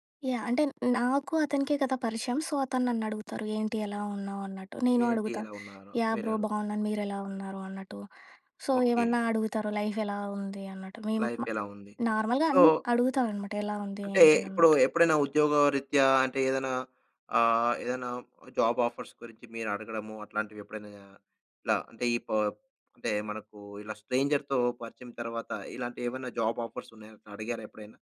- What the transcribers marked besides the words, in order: in English: "సో"; tapping; in English: "బ్రో"; in English: "సో"; in English: "లైఫ్"; in English: "నార్మల్‍గా"; in English: "సో"; in English: "జాబాఫర్స్"; in English: "స్ట్రేంజర్‌తో"; in English: "జాబ్"
- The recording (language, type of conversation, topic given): Telugu, podcast, పరాయి వ్యక్తి చేసిన చిన్న సహాయం మీపై ఎలాంటి ప్రభావం చూపిందో చెప్పగలరా?